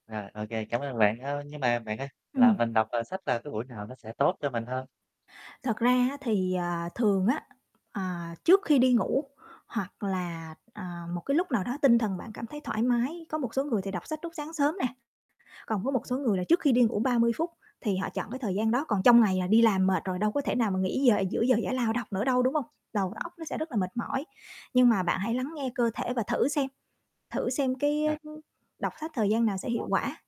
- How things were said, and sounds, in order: tapping; other background noise; static; distorted speech; unintelligible speech
- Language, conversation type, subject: Vietnamese, advice, Làm thế nào để tôi duy trì thói quen đọc sách mỗi tuần như đã dự định?
- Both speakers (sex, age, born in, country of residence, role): female, 35-39, Vietnam, Vietnam, advisor; male, 30-34, Vietnam, Vietnam, user